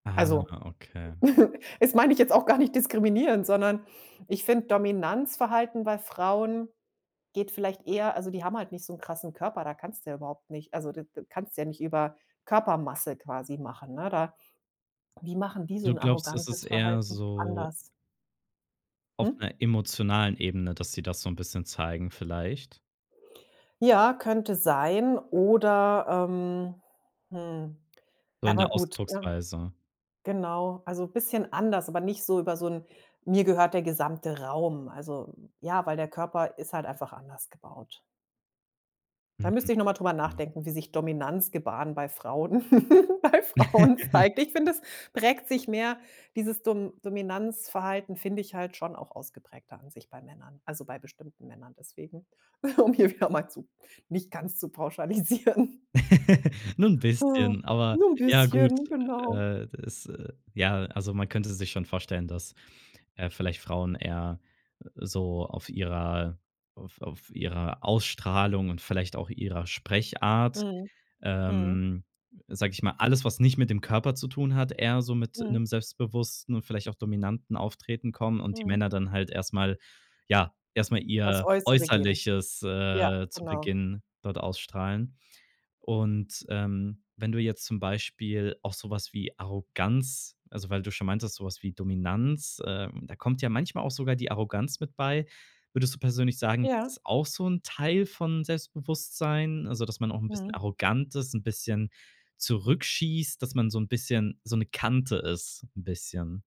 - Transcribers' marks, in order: giggle; giggle; laugh; laughing while speaking: "bei Frauen zeigt"; laughing while speaking: "um hier wieder mal zu nicht ganz zu pauschalisieren"; laugh; put-on voice: "nur n' bisschen"
- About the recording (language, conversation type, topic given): German, podcast, Was macht für dich ein selbstbewusstes Auftreten aus?